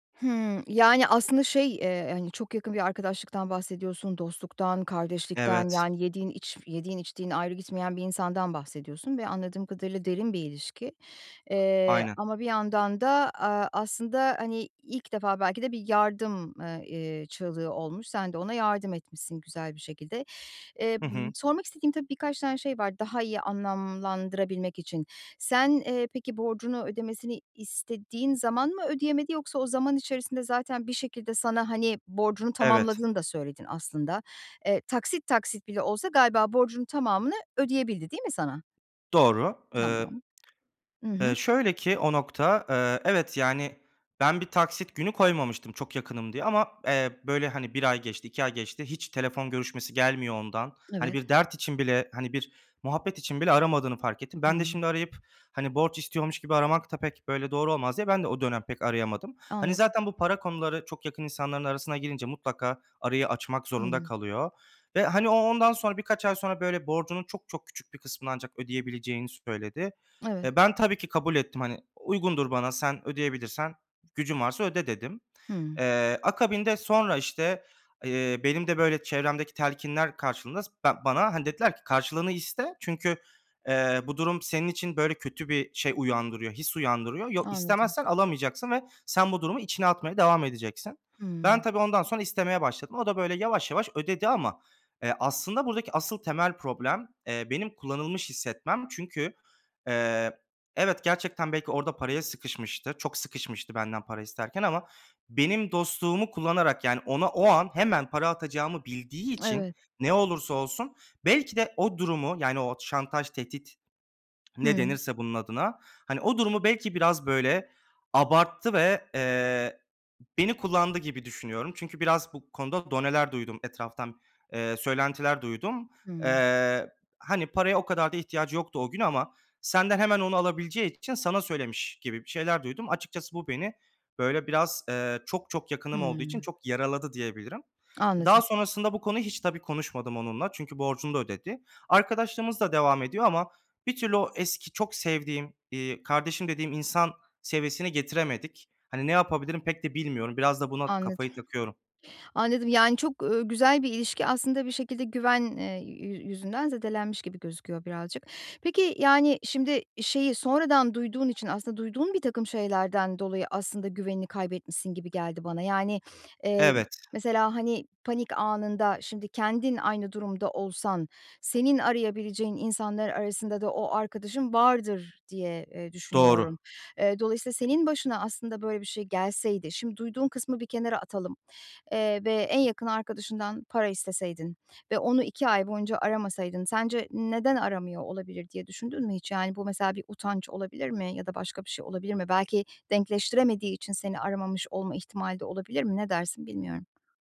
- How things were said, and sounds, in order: tapping; lip smack; tsk; other background noise; sniff
- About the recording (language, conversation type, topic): Turkish, advice, Borçlar hakkında yargılamadan ve incitmeden nasıl konuşabiliriz?